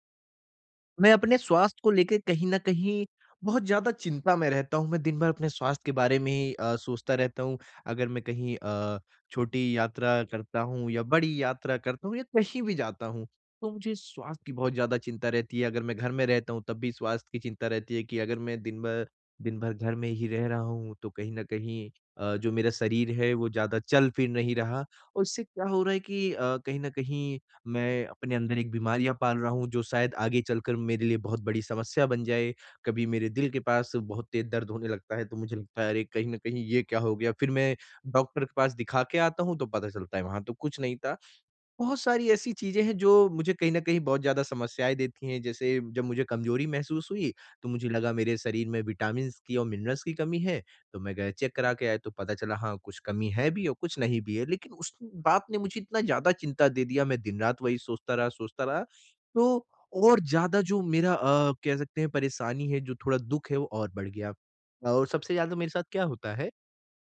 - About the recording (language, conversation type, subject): Hindi, advice, यात्रा के दौरान मैं अपनी सुरक्षा और स्वास्थ्य कैसे सुनिश्चित करूँ?
- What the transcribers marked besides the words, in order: in English: "विटामिन्स"; in English: "मिनरल्स"